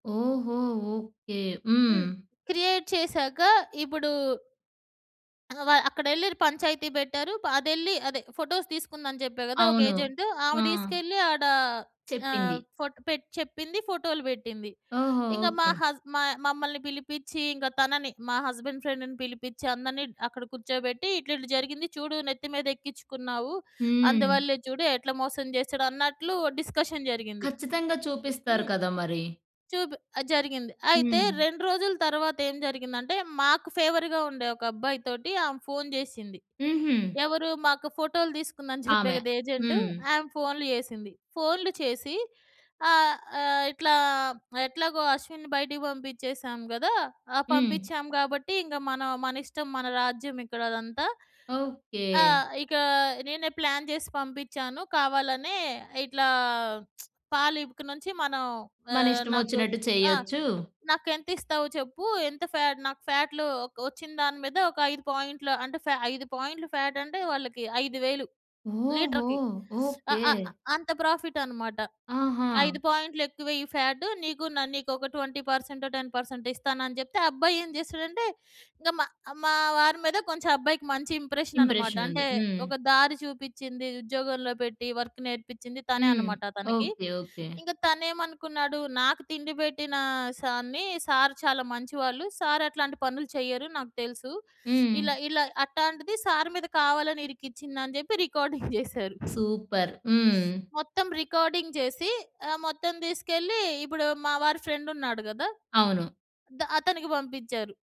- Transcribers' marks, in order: in English: "క్రియేట్"; in English: "ఫోటోస్"; lip smack; in English: "హస్బండ్ ఫ్రెండ్‌ని"; in English: "డిస్కషన్"; in English: "ఫేవర్‌గా"; other noise; lip smack; in English: "లీటర్‌కి"; laughing while speaking: "రికార్డింగ్ జేసారు"; in English: "సూపర్"; other background noise; in English: "రికార్డింగ్"
- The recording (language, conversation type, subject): Telugu, podcast, వాస్తవంగా శ్రద్ధగా వినడం మరియు వెంటనే స్పందించడం మధ్య తేడా మీకు ఎలా అనిపిస్తుంది?